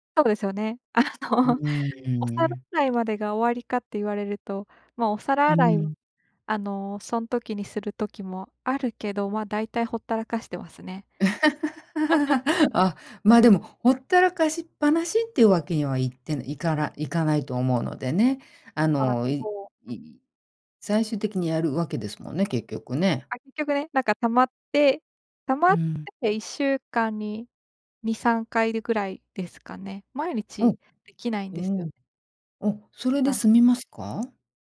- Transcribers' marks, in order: laughing while speaking: "あの"; laugh
- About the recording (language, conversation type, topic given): Japanese, advice, 家事や日課の優先順位をうまく決めるには、どうしたらよいですか？